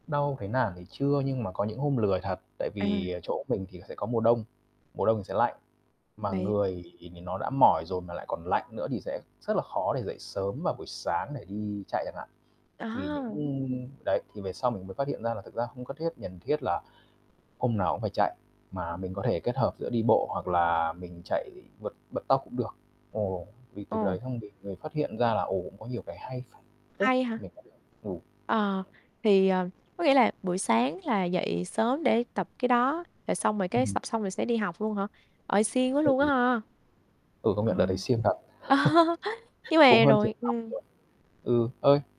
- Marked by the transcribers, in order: static; tapping; other background noise; "cần" said as "nhần"; distorted speech; unintelligible speech; laugh; chuckle
- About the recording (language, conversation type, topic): Vietnamese, podcast, Bạn giữ động lực tập thể dục như thế nào?